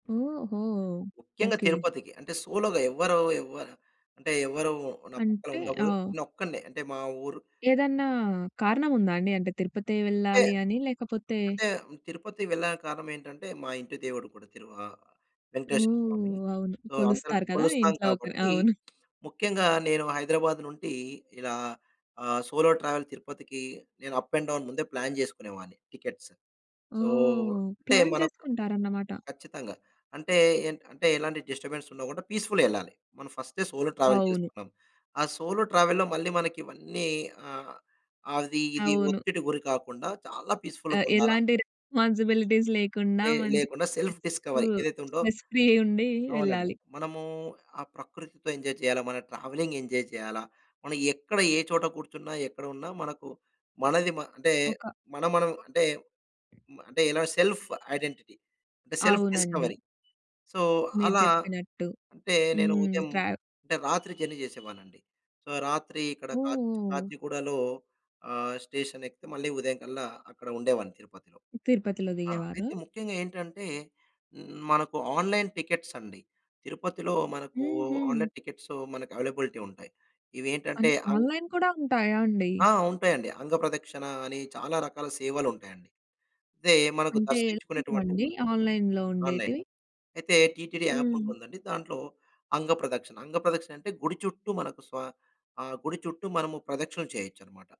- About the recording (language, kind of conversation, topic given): Telugu, podcast, సోలో ప్రయాణం మీకు ఏ విధమైన స్వీయ అవగాహనను తీసుకొచ్చింది?
- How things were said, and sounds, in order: in English: "సోలో‌గా"; in English: "సో"; tapping; chuckle; in English: "సోలో ట్రావెల్"; in English: "అప్ అండ్ డౌన్"; in English: "ప్లాన్"; in English: "టికెట్స్. సో"; in English: "ప్లాన్"; in English: "డిస్టర్బెన్స్"; in English: "పీస్‌ఫుల్‌గా"; in English: "సోలో ట్రావెల్"; in English: "సోలో ట్రావెల్‌లో"; in English: "పీస్‌ఫుల్‌గా"; in English: "రెస్పాన్సిబిలిటీస్"; in English: "సెల్ఫ్ డిస్కవరీ"; unintelligible speech; in English: "స్ట్రెస్ ఫ్రీ"; in English: "ఎంజాయ్"; in English: "ట్రావెలింగ్ ఎంజాయ్"; in English: "సెల్ఫ్ ఐడెంటిటీ"; in English: "సెల్ఫ్ డిస్కవరీ. సో"; in English: "జర్నీ"; in English: "సో"; in English: "స్టేషన్"; in English: "ఆన్‌లైన్ టికెట్స్"; in English: "ఆన్‌లైన్ టికెట్స్"; in English: "అవైలబిలిటీ"; in English: "ఆన్‌లైన్"; in English: "ఆన్‌లైన్‌లో"; in English: "ఆన్‌లైన్"; in English: "టీటీడీ యాప్"